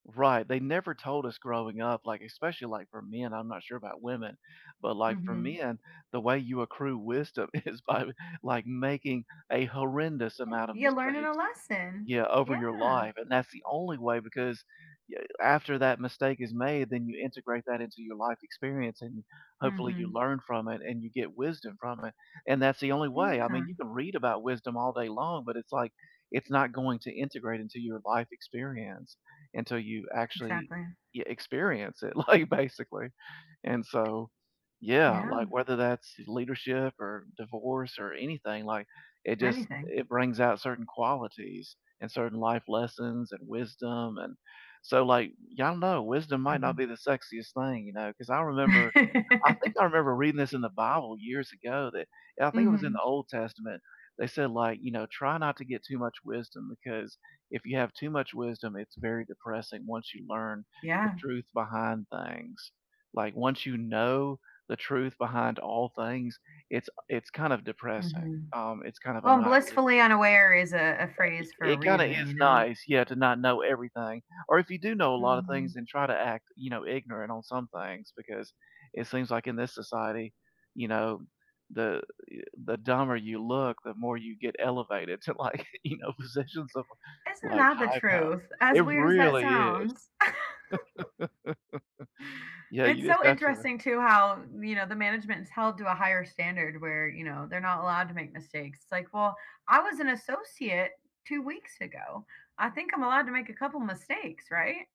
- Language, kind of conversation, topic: English, unstructured, How has your view of leadership changed over the years?
- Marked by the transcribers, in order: laughing while speaking: "is"; tapping; laughing while speaking: "like"; laugh; other background noise; laughing while speaking: "like, you know, positions"; laugh